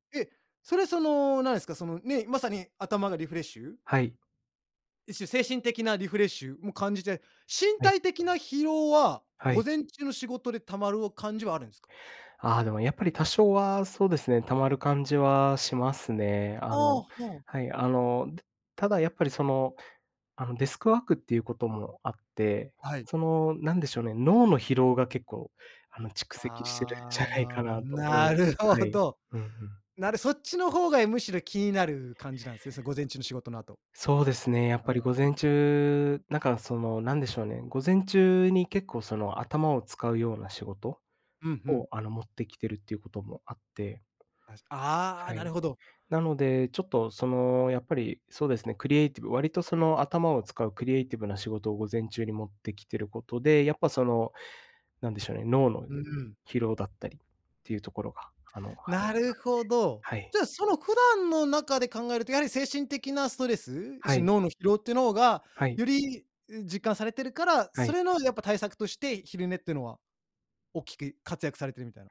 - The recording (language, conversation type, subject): Japanese, podcast, 仕事でストレスを感じたとき、どんな対処をしていますか？
- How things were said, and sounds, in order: other noise